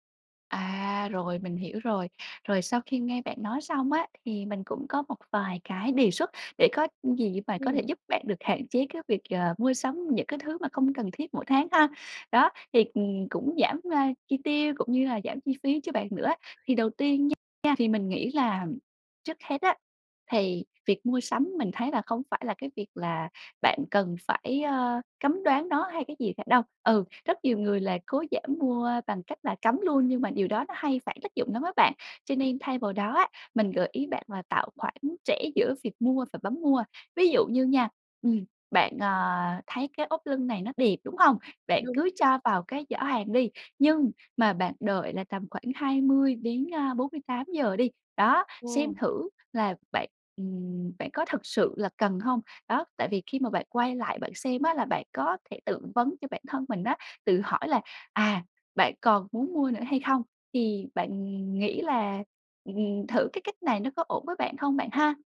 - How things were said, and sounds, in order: tapping
- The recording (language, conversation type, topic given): Vietnamese, advice, Làm sao để hạn chế mua sắm những thứ mình không cần mỗi tháng?
- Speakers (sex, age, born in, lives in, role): female, 20-24, Vietnam, Vietnam, user; female, 25-29, Vietnam, Malaysia, advisor